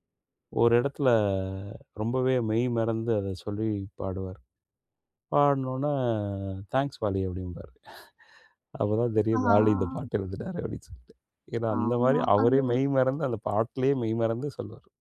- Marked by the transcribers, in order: laughing while speaking: "அப்பதான் தெரியும், வாலி இந்தப் பாட்டு எழுதினாரு. அப்படீன்னு சொல்லிட்டு"; other noise
- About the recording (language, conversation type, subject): Tamil, podcast, ஒரு பாடலில் மெலடியும் வரிகளும் இதில் எது அதிகம் முக்கியம்?